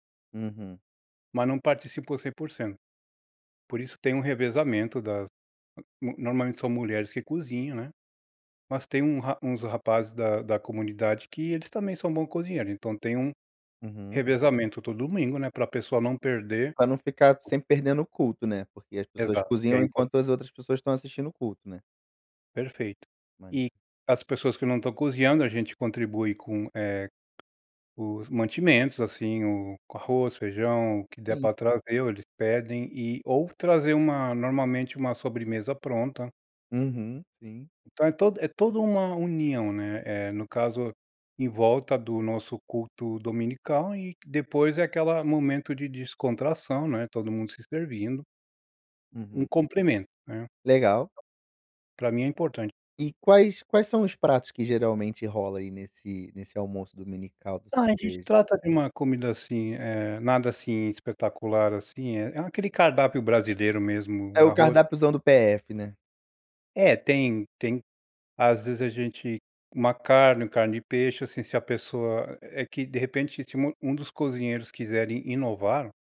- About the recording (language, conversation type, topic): Portuguese, podcast, Como a comida une as pessoas na sua comunidade?
- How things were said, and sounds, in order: "complemento" said as "compremento"